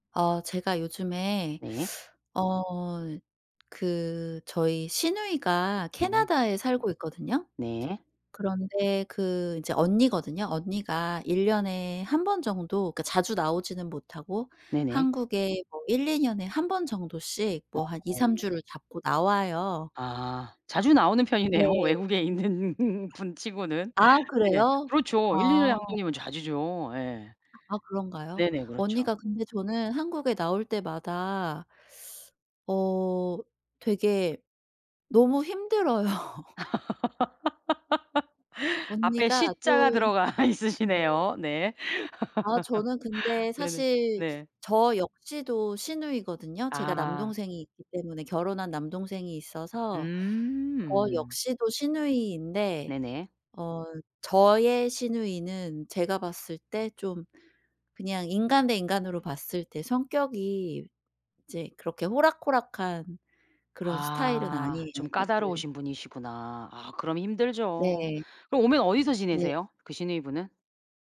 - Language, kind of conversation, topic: Korean, advice, 비판이나 거절에 과민하게 반응해 관계가 상할 때 어떻게 해야 하나요?
- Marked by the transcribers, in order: teeth sucking; tapping; other background noise; laughing while speaking: "있는"; teeth sucking; laughing while speaking: "힘들어요"; laugh; laughing while speaking: "들어가 있으시네요"; chuckle